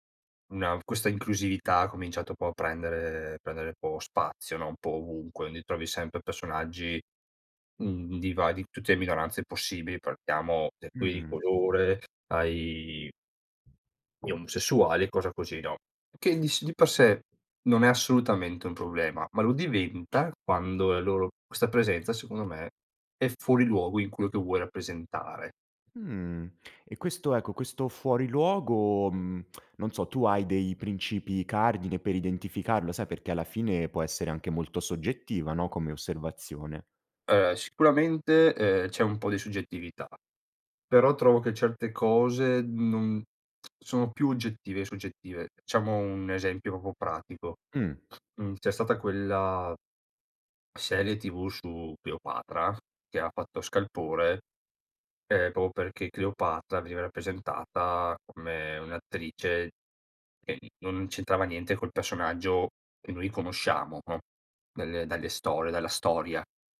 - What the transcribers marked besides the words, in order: "quindi" said as "indi"; other background noise; "proprio" said as "propo"; "proprio" said as "propo"
- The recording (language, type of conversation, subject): Italian, podcast, Qual è, secondo te, l’importanza della diversità nelle storie?